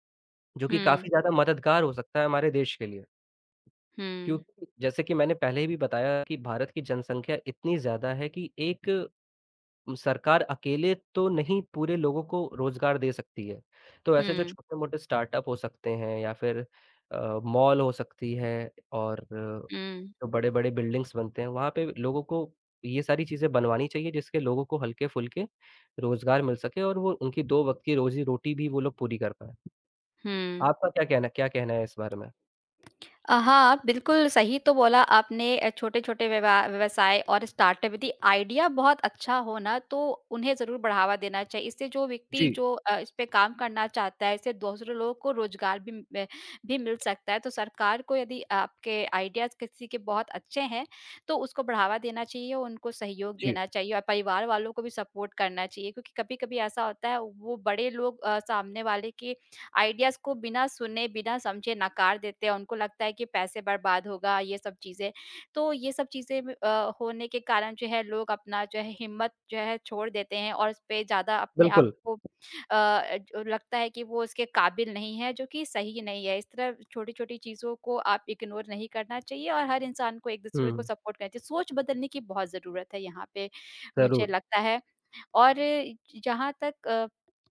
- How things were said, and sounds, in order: in English: "स्टार्टअप"; in English: "मॉल"; in English: "बिल्डिंग्स"; tapping; in English: "स्टार्टअप"; in English: "आइडिया"; in English: "आइडियाज़"; in English: "सपोर्ट"; in English: "आइडियाज़"; in English: "इग्नोर"; in English: "सपोर्ट"
- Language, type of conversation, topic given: Hindi, unstructured, सरकार को रोजगार बढ़ाने के लिए कौन से कदम उठाने चाहिए?